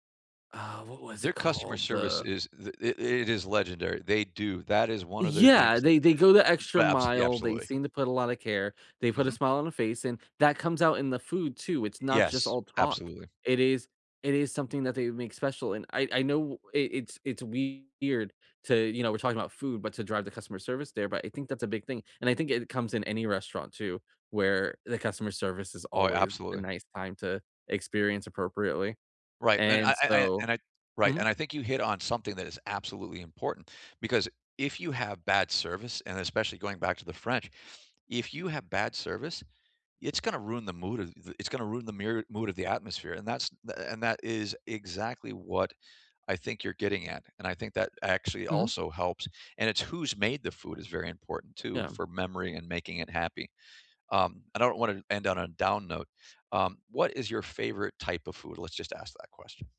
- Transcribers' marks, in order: other background noise; tapping
- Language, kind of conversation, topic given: English, unstructured, What food memory always makes you smile?
- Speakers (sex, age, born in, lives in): male, 30-34, United States, United States; male, 50-54, United States, United States